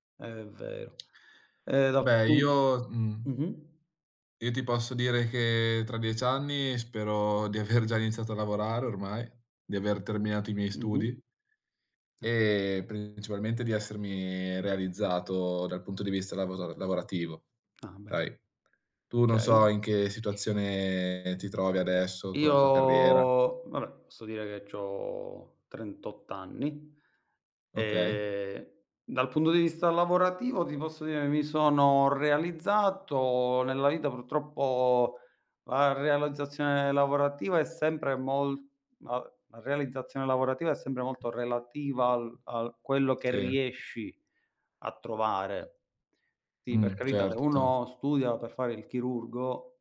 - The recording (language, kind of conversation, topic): Italian, unstructured, Come immagini la tua vita tra dieci anni?
- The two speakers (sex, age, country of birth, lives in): male, 20-24, Italy, Italy; male, 35-39, Italy, Italy
- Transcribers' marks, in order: other background noise; drawn out: "Io"; "realizzazione" said as "realazzazione"